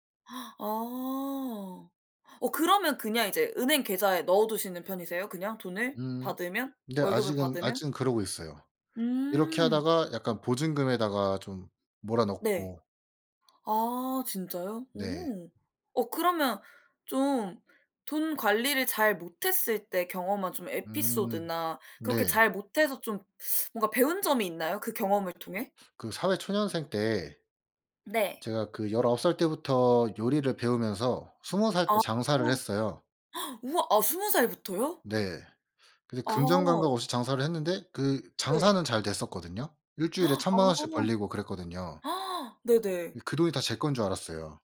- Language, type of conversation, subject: Korean, unstructured, 돈을 가장 쉽게 잘 관리하는 방법은 뭐라고 생각하세요?
- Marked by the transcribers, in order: gasp; gasp; gasp